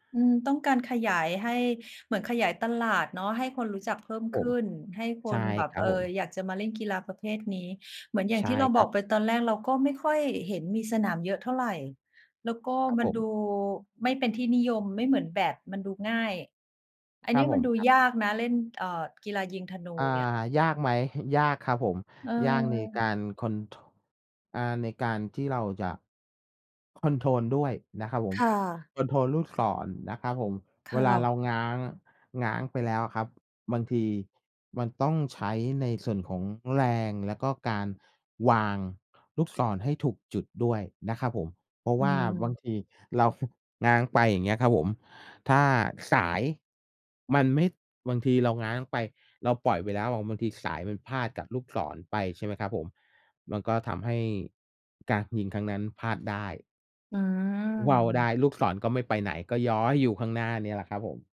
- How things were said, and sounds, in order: none
- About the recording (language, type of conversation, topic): Thai, unstructured, คุณเคยลองเล่นกีฬาที่ท้าทายมากกว่าที่เคยคิดไหม?